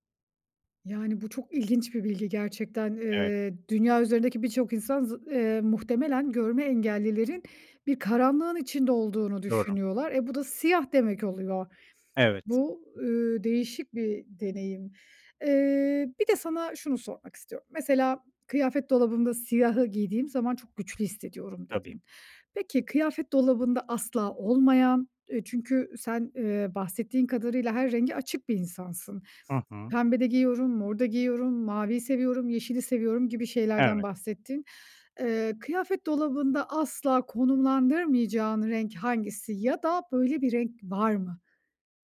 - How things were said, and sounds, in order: other background noise
- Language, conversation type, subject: Turkish, podcast, Renkler ruh halini nasıl etkiler?